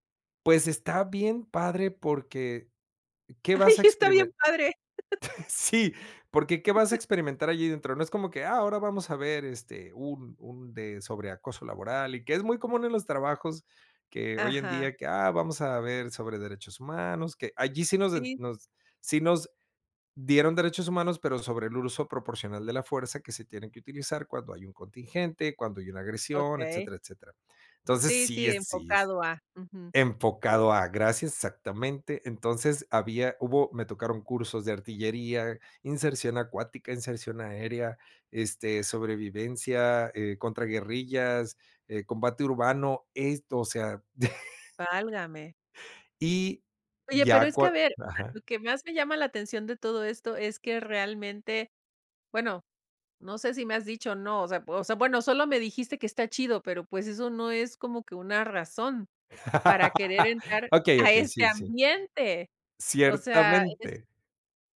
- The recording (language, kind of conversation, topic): Spanish, podcast, ¿Qué aventura te hizo sentir vivo de verdad?
- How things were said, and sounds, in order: laughing while speaking: "Ay, está bien padre"; chuckle; chuckle; "uso" said as "urso"; chuckle; laugh; stressed: "¡a este ambiente!"